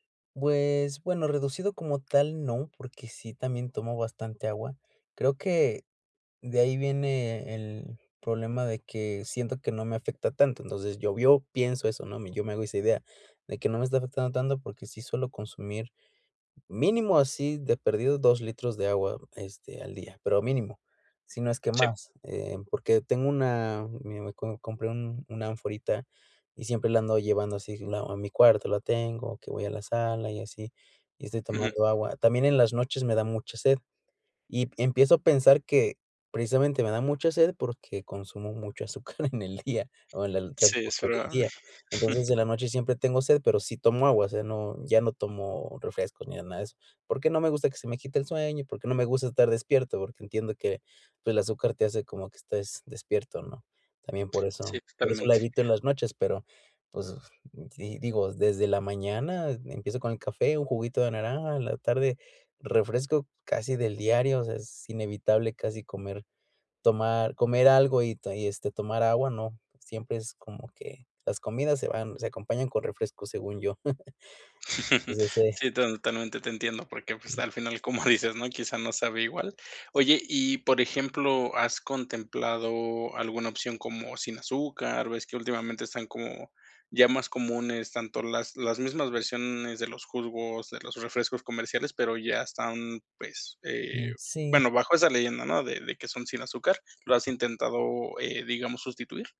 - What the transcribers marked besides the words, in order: laughing while speaking: "azúcar en el día"; laugh; chuckle; tapping; laughing while speaking: "como dices"
- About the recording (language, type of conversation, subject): Spanish, advice, ¿Cómo puedo equilibrar el consumo de azúcar en mi dieta para reducir la ansiedad y el estrés?